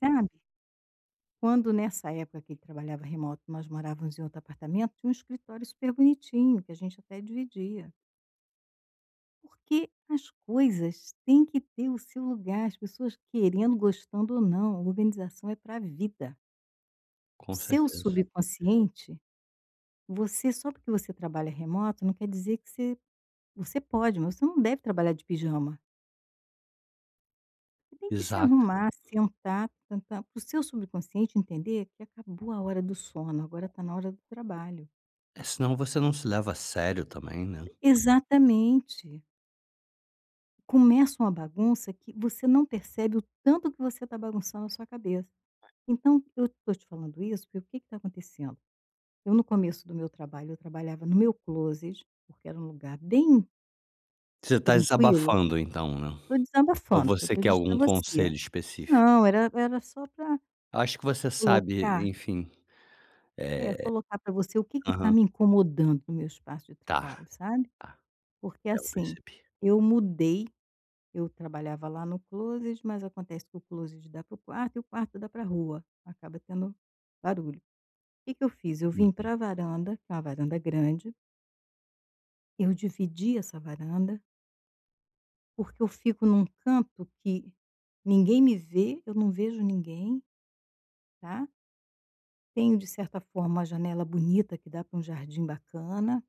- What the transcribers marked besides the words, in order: tapping; in English: "closet"; "desabafando" said as "exabafando"; in English: "closet"; in English: "closet"
- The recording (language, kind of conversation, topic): Portuguese, advice, Como posso organizar meu espaço de trabalho para não atrapalhar a concentração?